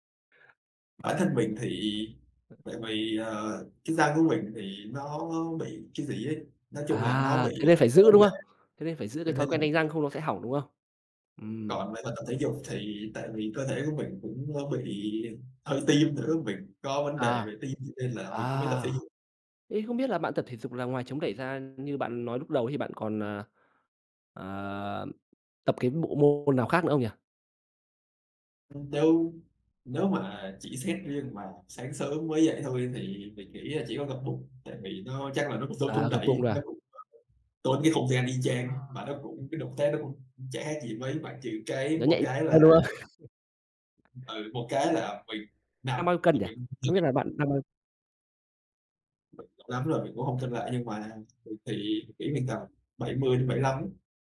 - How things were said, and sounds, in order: other background noise; laughing while speaking: "đau"; unintelligible speech; laughing while speaking: "không?"; laugh; unintelligible speech; unintelligible speech; tapping
- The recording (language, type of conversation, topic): Vietnamese, podcast, Bạn có thể chia sẻ thói quen buổi sáng của mình không?
- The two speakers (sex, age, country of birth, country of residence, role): male, 20-24, Vietnam, Vietnam, guest; male, 25-29, Vietnam, Vietnam, host